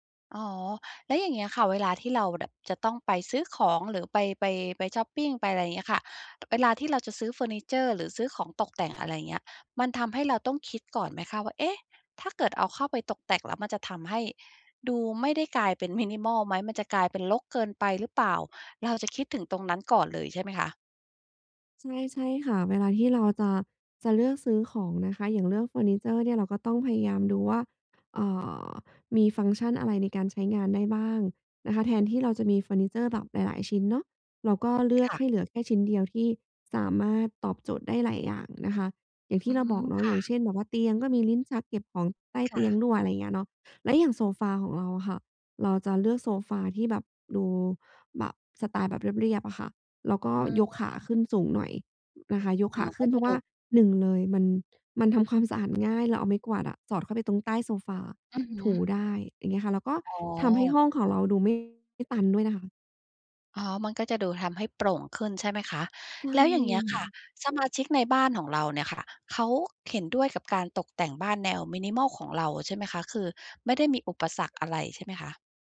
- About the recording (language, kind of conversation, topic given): Thai, podcast, การแต่งบ้านสไตล์มินิมอลช่วยให้ชีวิตประจำวันของคุณดีขึ้นอย่างไรบ้าง?
- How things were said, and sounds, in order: in English: "minimal"; tapping; other background noise; in English: "minimal"